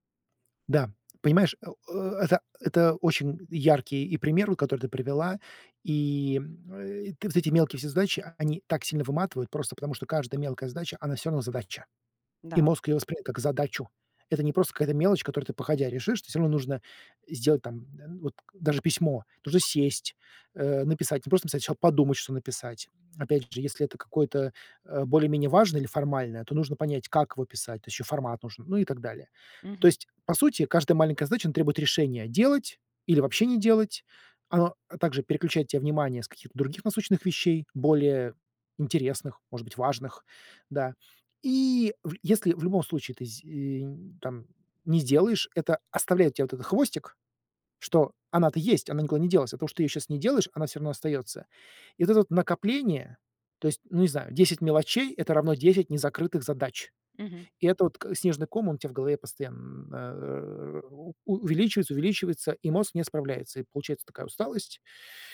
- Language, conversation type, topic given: Russian, advice, Как эффективно группировать множество мелких задач, чтобы не перегружаться?
- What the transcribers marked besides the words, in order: tapping; "сначала" said as "щала"